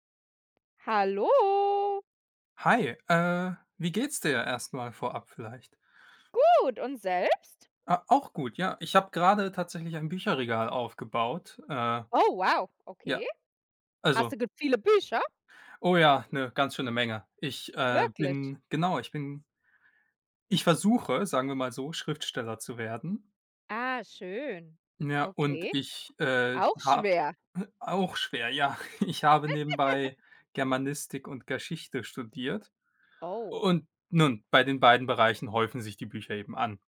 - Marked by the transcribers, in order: chuckle; giggle
- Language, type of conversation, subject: German, unstructured, Welche historische Persönlichkeit findest du besonders inspirierend?